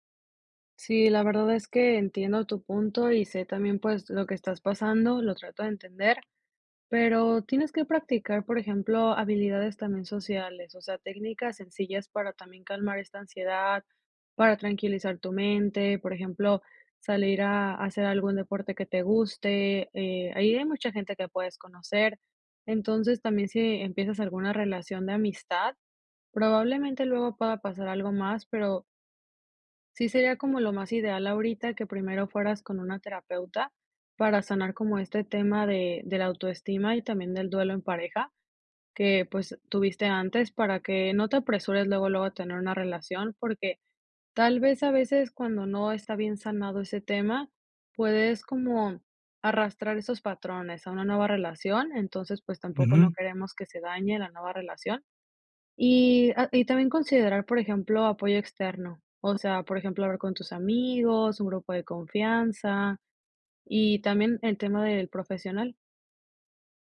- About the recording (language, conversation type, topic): Spanish, advice, ¿Cómo puedo superar el miedo a iniciar una relación por temor al rechazo?
- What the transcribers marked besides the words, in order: none